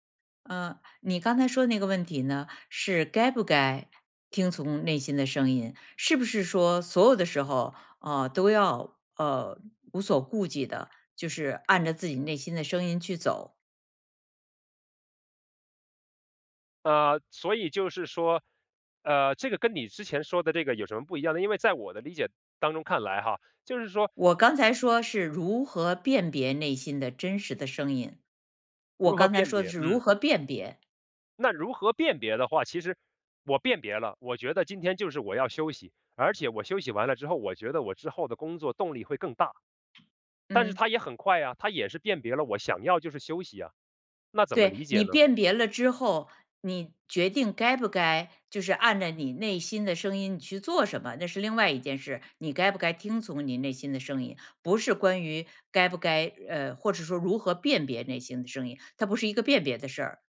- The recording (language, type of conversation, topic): Chinese, podcast, 你如何辨别内心的真实声音？
- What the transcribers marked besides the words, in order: none